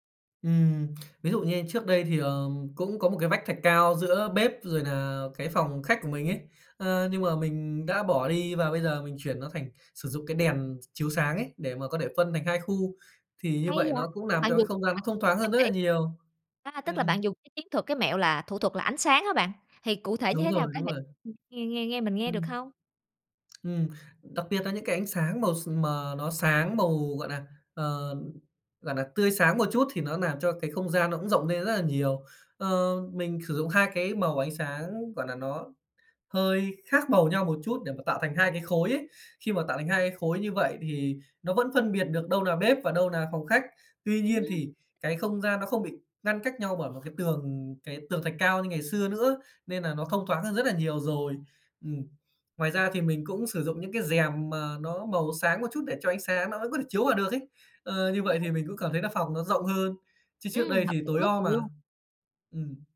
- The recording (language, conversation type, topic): Vietnamese, podcast, Bạn sắp xếp đồ đạc như thế nào để căn nhà trông rộng hơn?
- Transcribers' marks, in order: "làm" said as "nàm"; unintelligible speech; unintelligible speech; tapping; "làm" said as "nàm"